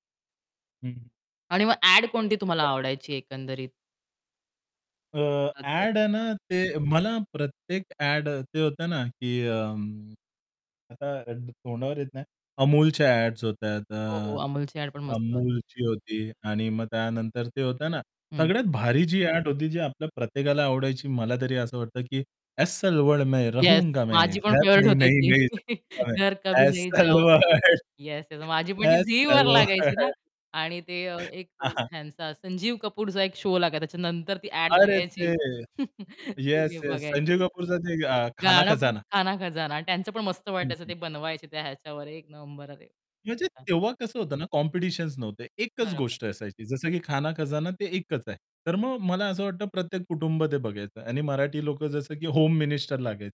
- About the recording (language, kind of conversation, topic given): Marathi, podcast, तुमच्या पॉप संस्कृतीतली सर्वात ठळक आठवण कोणती आहे?
- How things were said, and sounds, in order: static; distorted speech; unintelligible speech; unintelligible speech; in Hindi: "एस्सल वर्ल्ड में रहूंगा मैं … वर्ल्ड, एस्सल वर्ल्ड"; in English: "फेव्हराइट"; chuckle; in Hindi: "घर कभी नहीं जाऊंगा"; laughing while speaking: "एस्सल वर्ल्ड, एस्सल वर्ल्ड, एस्सल वर्ल्ड"; chuckle; unintelligible speech